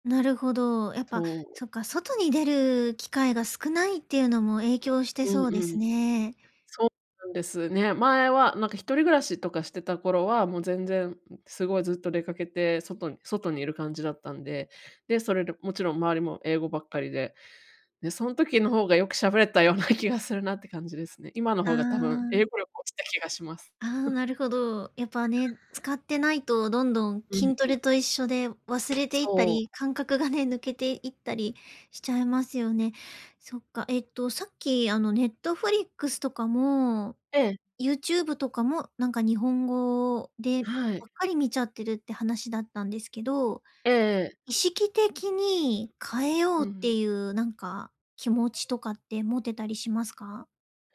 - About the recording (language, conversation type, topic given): Japanese, advice, 日常会話でどうすればもっと自信を持って話せますか？
- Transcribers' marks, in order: tapping; scoff; other background noise